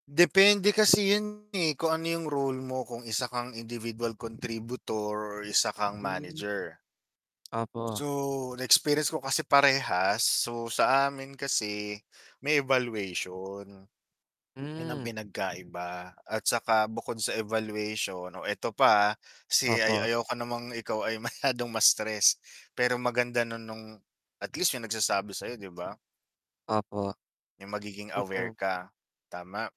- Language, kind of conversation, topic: Filipino, unstructured, Bakit nakakadismaya kapag may mga taong hindi tumutulong kahit sa simpleng gawain?
- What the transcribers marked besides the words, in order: distorted speech; static; in English: "individual contributor"; wind; other background noise